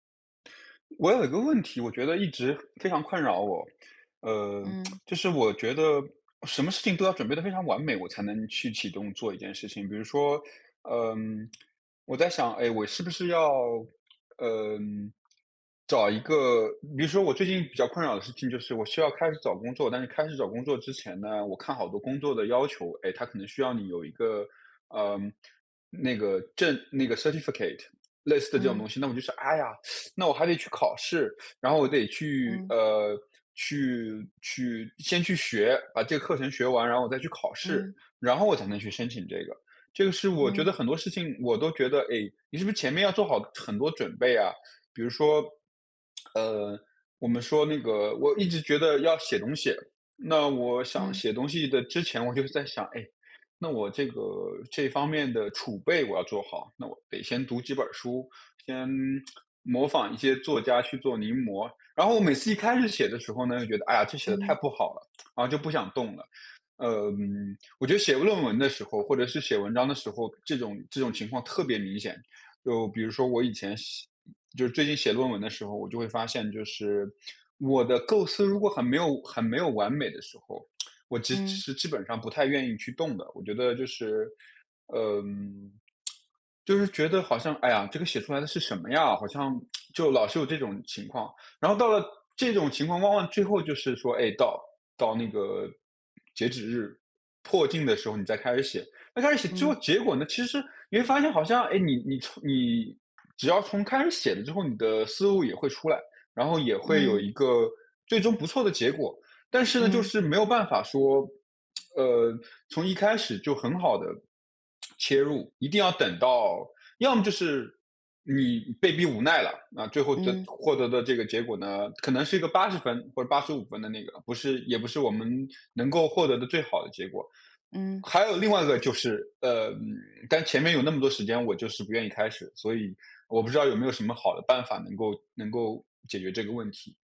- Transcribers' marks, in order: lip smack; lip smack; in English: "certificate"; teeth sucking; lip smack; lip smack; lip smack; lip smack; lip smack; lip smack; other background noise; lip smack; lip smack
- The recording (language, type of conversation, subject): Chinese, advice, 我怎样放下完美主义，让作品开始顺畅推进而不再卡住？